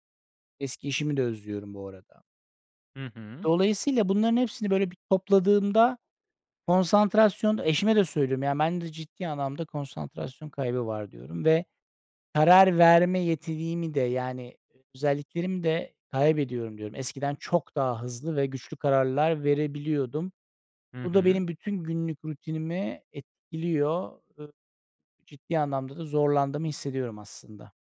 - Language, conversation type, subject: Turkish, advice, Konsantrasyon ve karar verme güçlüğü nedeniyle günlük işlerde zorlanıyor musunuz?
- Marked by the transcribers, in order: "yetimi" said as "yetiliğimi"; other background noise